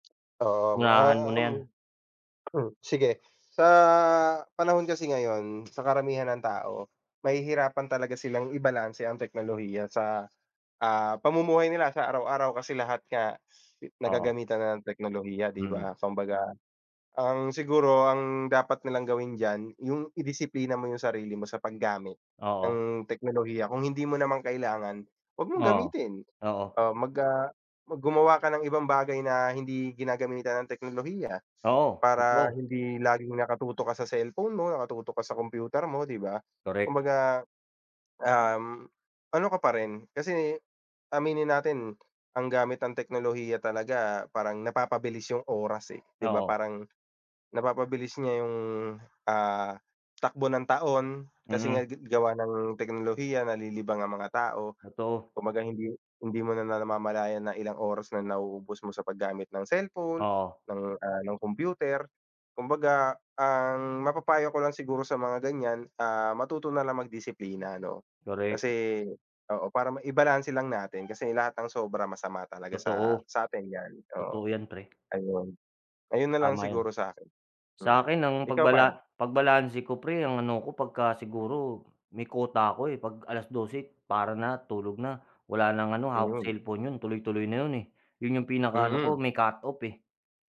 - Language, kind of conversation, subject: Filipino, unstructured, Ano ang opinyon mo tungkol sa epekto ng teknolohiya sa ating pang-araw-araw na gawain?
- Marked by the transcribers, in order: throat clearing; drawn out: "Sa"; other background noise; tapping